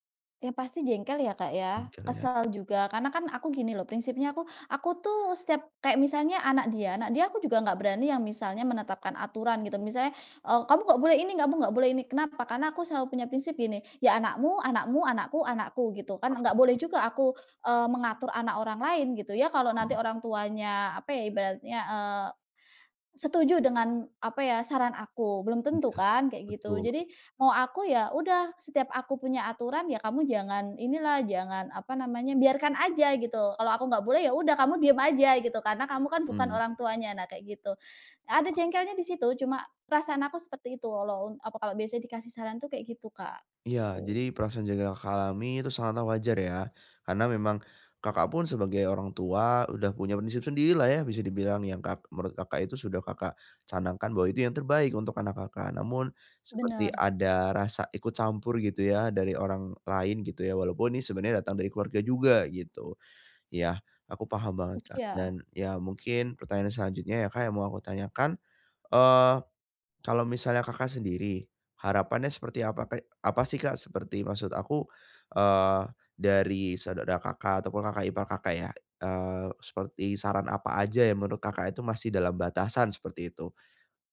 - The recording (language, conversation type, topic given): Indonesian, advice, Bagaimana cara menetapkan batasan saat keluarga memberi saran?
- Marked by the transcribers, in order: other background noise